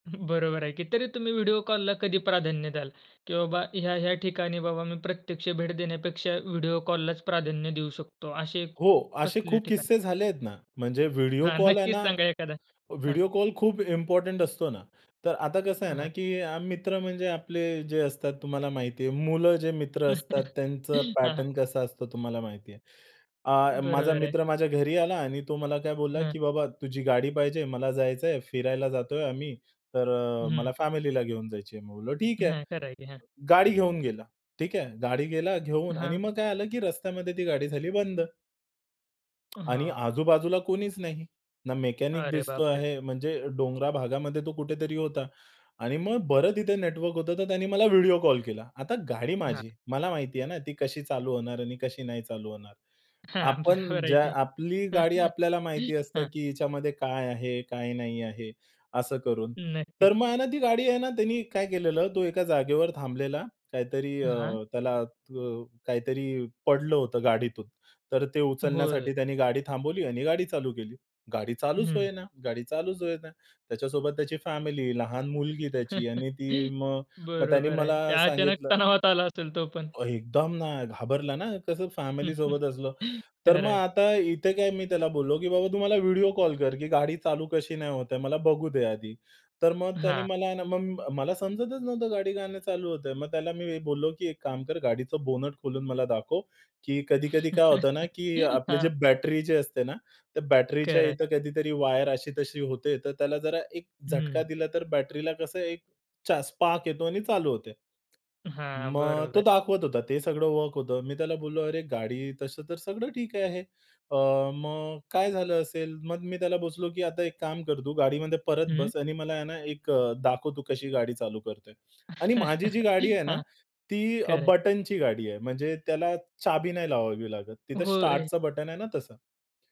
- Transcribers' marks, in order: chuckle; other noise; tapping; in English: "पॅटर्न"; horn; laughing while speaking: "हां. बरोबर आहे की"; chuckle; chuckle; laughing while speaking: "त्या अचानक तणावात आला असेल तो पण"; put-on voice: "एकदम ना घाबरला ना"; chuckle; chuckle; in English: "स्पार्क"; "बोललो" said as "बोसलो"; chuckle
- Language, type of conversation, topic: Marathi, podcast, व्हिडिओ कॉल आणि प्रत्यक्ष भेट यांतील फरक तुम्हाला कसा जाणवतो?